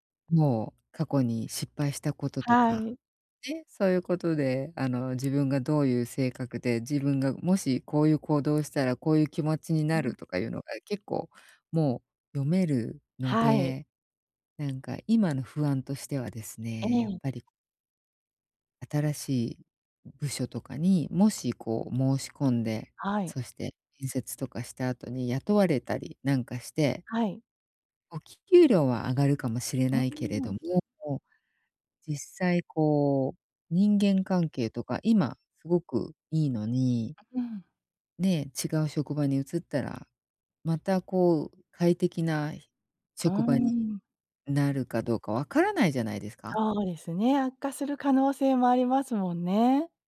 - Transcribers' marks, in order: none
- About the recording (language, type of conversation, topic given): Japanese, advice, 職場で自分の満足度が変化しているサインに、どうやって気づけばよいですか？